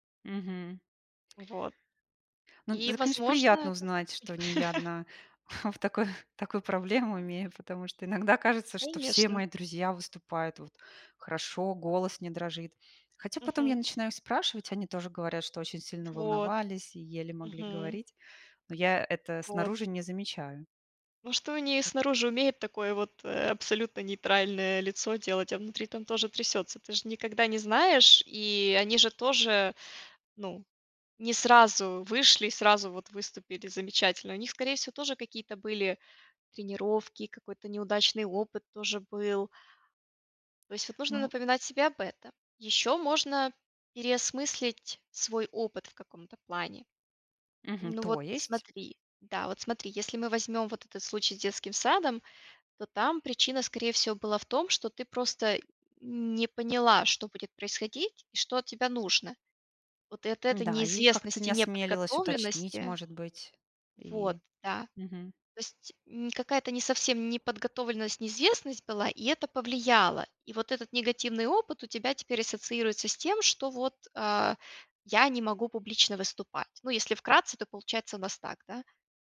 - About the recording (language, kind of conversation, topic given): Russian, advice, Как преодолеть страх выступать перед аудиторией после неудачного опыта?
- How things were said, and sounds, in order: chuckle; tapping; other background noise; chuckle